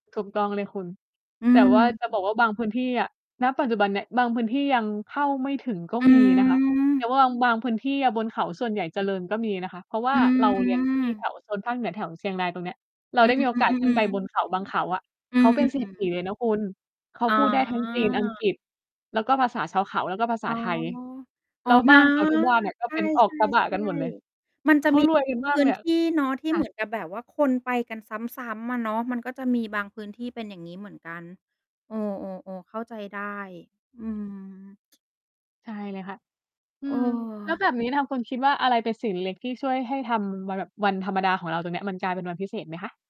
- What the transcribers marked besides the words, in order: tapping; other background noise; drawn out: "อืม"; distorted speech
- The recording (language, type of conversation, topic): Thai, unstructured, คุณเคยมีช่วงเวลาที่ทำให้หัวใจฟูไหม?